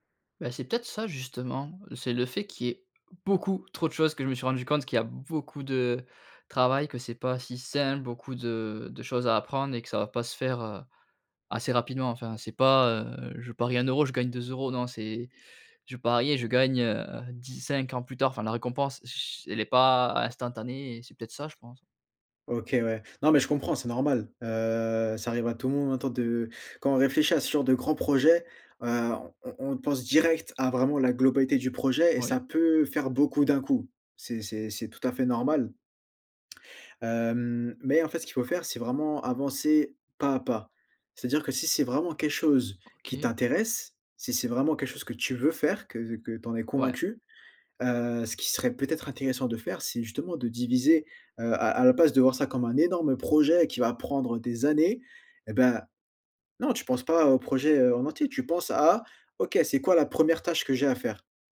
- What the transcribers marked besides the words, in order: stressed: "beaucoup"; other background noise
- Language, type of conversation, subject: French, advice, Pourquoi ai-je tendance à procrastiner avant d’accomplir des tâches importantes ?